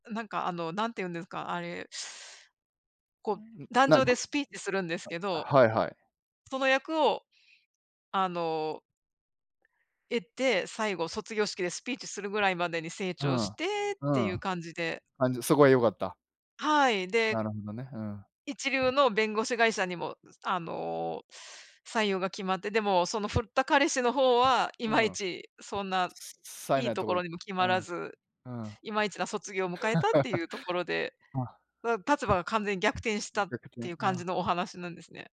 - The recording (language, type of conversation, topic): Japanese, unstructured, 好きな映画のジャンルは何ですか？
- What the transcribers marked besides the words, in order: other background noise; unintelligible speech; chuckle